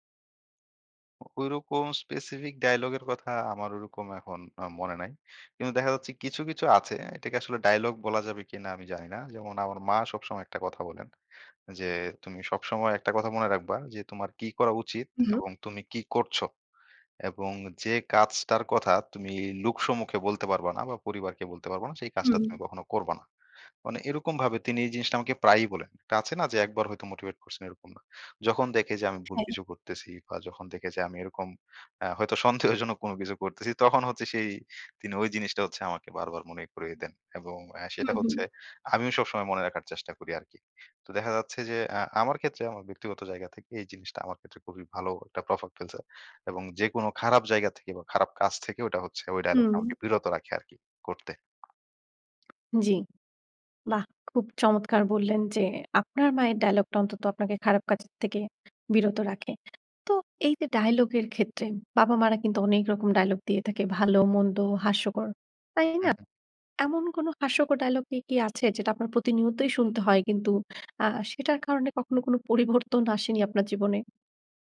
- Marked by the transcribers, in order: in English: "specific"; in English: "motivate"; laughing while speaking: "হয়তো সন্দেহজনক কোন কিছু করতেছি"
- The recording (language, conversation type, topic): Bengali, podcast, একটি বিখ্যাত সংলাপ কেন চিরস্থায়ী হয়ে যায় বলে আপনি মনে করেন?